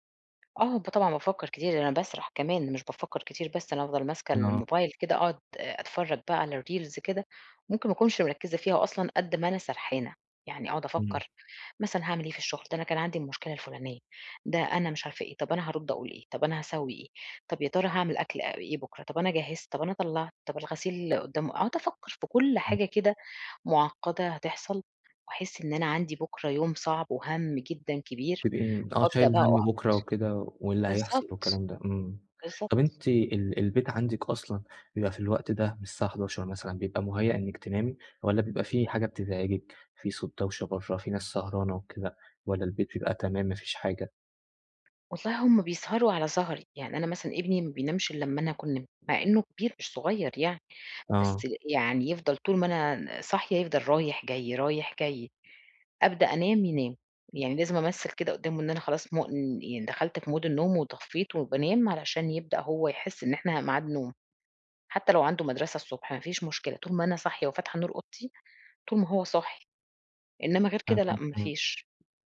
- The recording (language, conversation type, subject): Arabic, advice, إزاي أنظم عاداتي قبل النوم عشان يبقى عندي روتين نوم ثابت؟
- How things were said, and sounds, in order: in English: "الReels"; in English: "Mood"; tapping